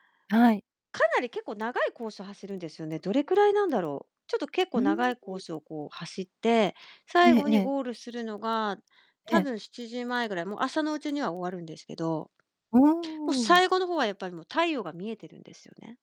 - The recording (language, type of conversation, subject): Japanese, podcast, 地元の祭りでいちばん心に残っている出来事は何ですか？
- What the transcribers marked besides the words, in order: distorted speech